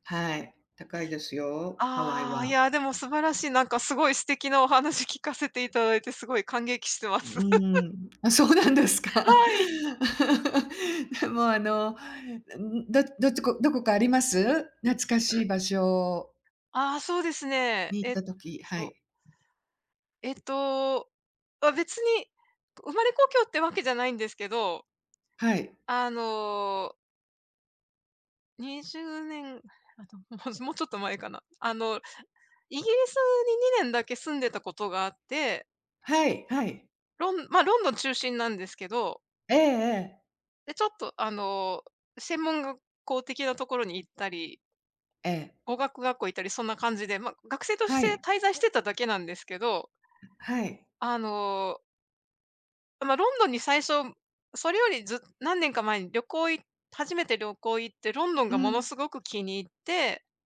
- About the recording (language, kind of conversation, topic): Japanese, unstructured, 懐かしい場所を訪れたとき、どんな気持ちになりますか？
- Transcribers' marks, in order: chuckle; laughing while speaking: "あ、そうなんですか"; laugh; tapping